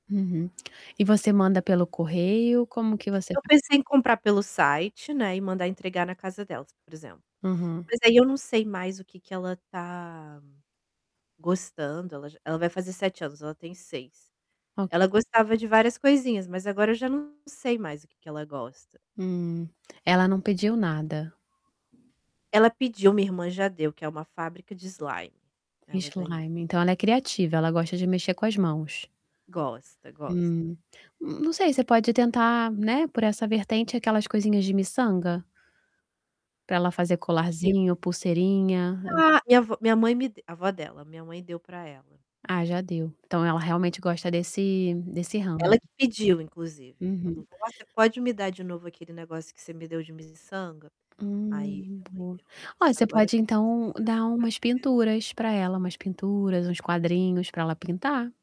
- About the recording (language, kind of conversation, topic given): Portuguese, advice, Como posso escolher presentes memoráveis sem gastar muito e sem errar no gosto?
- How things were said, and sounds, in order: static; other background noise; mechanical hum; tapping; distorted speech; in English: "slime"; in English: "Slime"; "miçanga" said as "miniçanga"